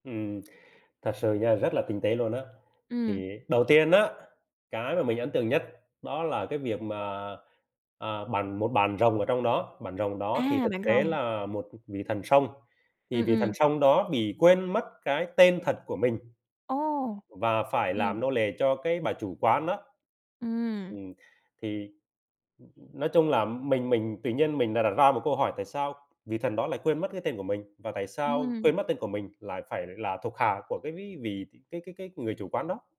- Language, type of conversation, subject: Vietnamese, podcast, Một bộ phim bạn xem hồi tuổi thơ đã tác động đến bạn như thế nào?
- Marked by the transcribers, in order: tapping